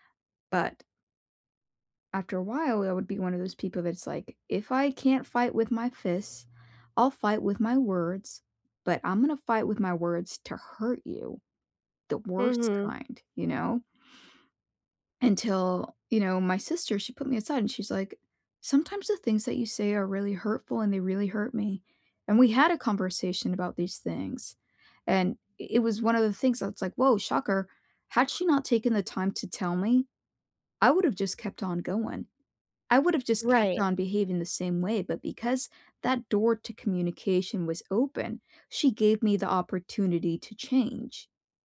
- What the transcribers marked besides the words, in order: none
- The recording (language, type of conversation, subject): English, unstructured, How do you know when to forgive and when to hold someone accountable?
- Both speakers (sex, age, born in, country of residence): female, 30-34, United States, United States; female, 35-39, United States, United States